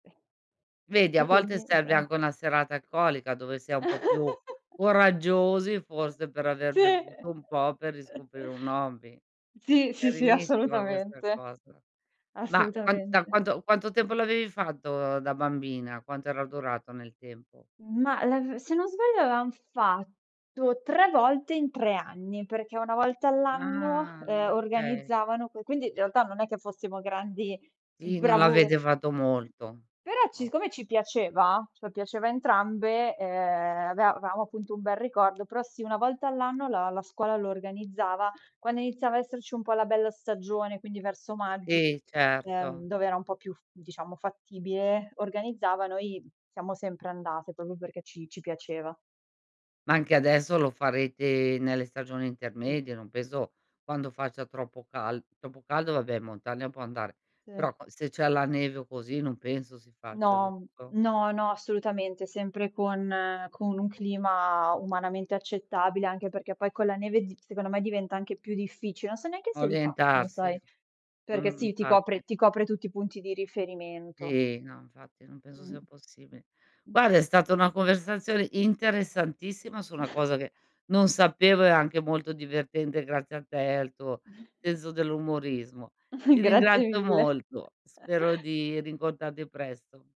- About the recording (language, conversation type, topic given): Italian, podcast, Che cosa ti ha spinto a riprendere proprio quel hobby?
- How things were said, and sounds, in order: other background noise; laugh; stressed: "coraggiosi"; chuckle; laughing while speaking: "Sì"; chuckle; other noise; stressed: "interessantissima"; chuckle; chuckle; chuckle